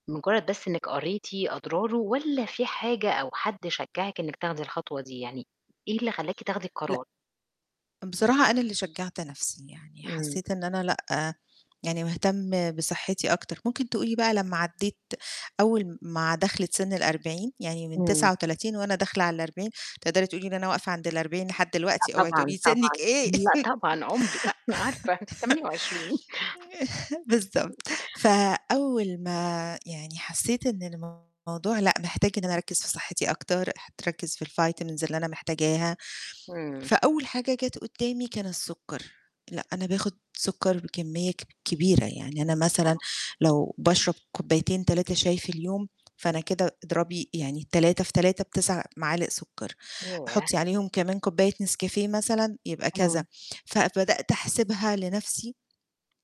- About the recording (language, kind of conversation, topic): Arabic, podcast, إزاي تبني عادة إنك تتعلم باستمرار في حياتك اليومية؟
- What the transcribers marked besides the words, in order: tapping; distorted speech; other background noise; laughing while speaking: "سنِّك إيه"; laugh; chuckle